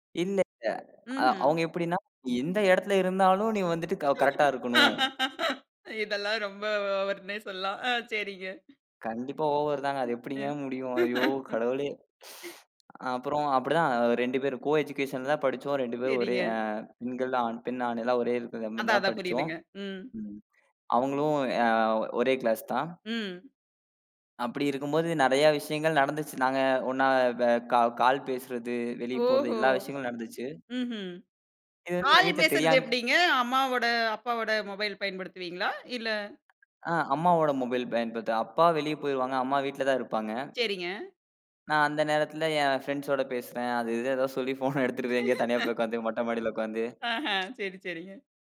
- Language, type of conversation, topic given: Tamil, podcast, உங்கள் குடும்பத்தில் நீங்கள் உண்மையை நேரடியாகச் சொன்ன ஒரு அனுபவத்தைப் பகிர முடியுமா?
- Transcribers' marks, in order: tapping; laugh; laughing while speaking: "இதெல்லாம் ரொம்ப ஓவர்னே சொல்லலாம். ஆ சரிங்க"; in English: "ஓவர்"; laughing while speaking: "அ"; other noise; in English: "கோ எஜுகேஷன்"; "இருக்குறமாரி" said as "இருக்கிறதம்மந்தான்"; in English: "கிளாஸ்"; drawn out: "நாங்க ஒண்ணா"; unintelligible speech; in English: "மொபைல்"; in English: "ஃபிரண்ட்ஸ்ஸோட"; laughing while speaking: "ஃபோன் எடுத்துட்டுபோய்"; laugh; tsk